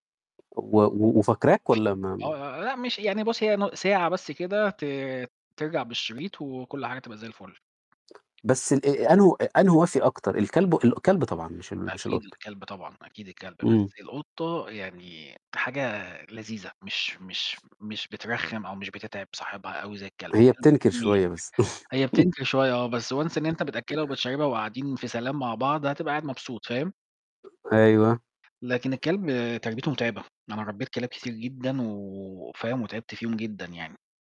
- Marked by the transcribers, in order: tapping; in English: "Once"; laugh; other noise
- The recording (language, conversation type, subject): Arabic, unstructured, إيه النصيحة اللي تديها لحد عايز يربي حيوان أليف لأول مرة؟